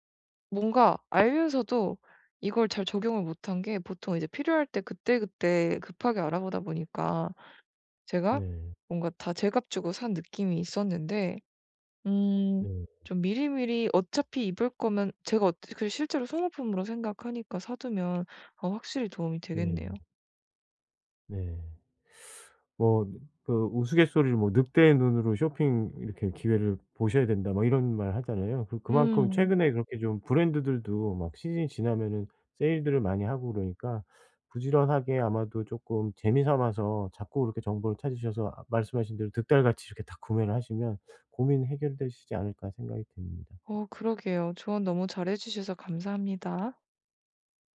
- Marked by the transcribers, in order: tapping; teeth sucking
- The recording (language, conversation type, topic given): Korean, advice, 예산이 한정된 상황에서 어떻게 하면 좋은 선택을 할 수 있을까요?